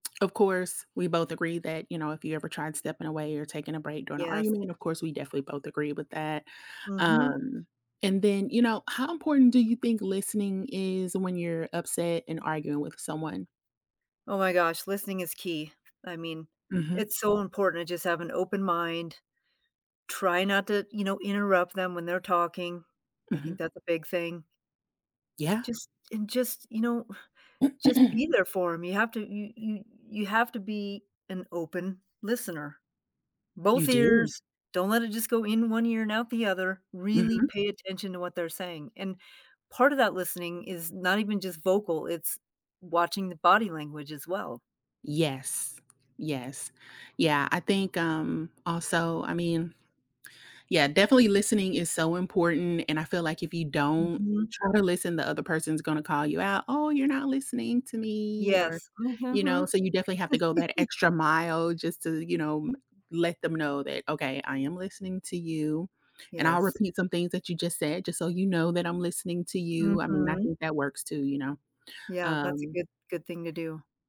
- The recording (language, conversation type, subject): English, unstructured, How do you handle your emotions when a disagreement gets intense?
- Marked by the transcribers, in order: tsk; other background noise; sigh; throat clearing; tapping; chuckle